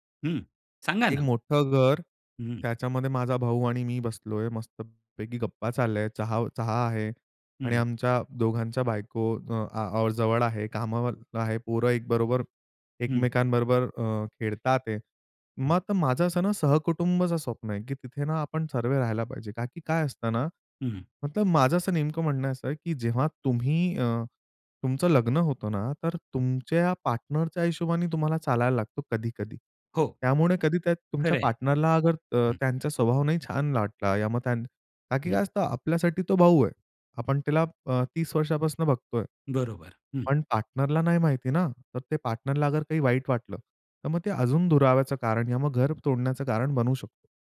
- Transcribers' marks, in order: in English: "पार्टनरच्या"; in English: "पार्टनरला"; in English: "पार्टनरला"; in English: "पार्टनरला"
- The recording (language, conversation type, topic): Marathi, podcast, भावंडांशी दूरावा झाला असेल, तर पुन्हा नातं कसं जुळवता?